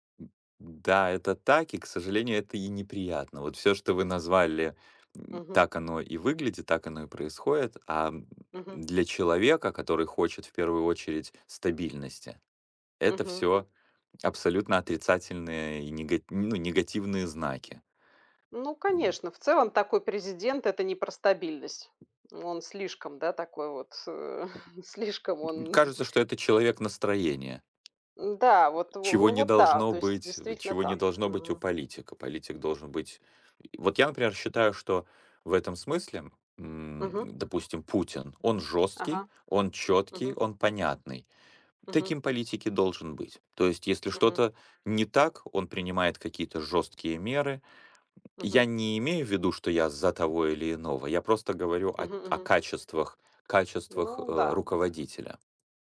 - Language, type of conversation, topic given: Russian, unstructured, Как вы думаете, почему люди не доверяют политикам?
- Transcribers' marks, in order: tapping; laughing while speaking: "э, слишком он"; other background noise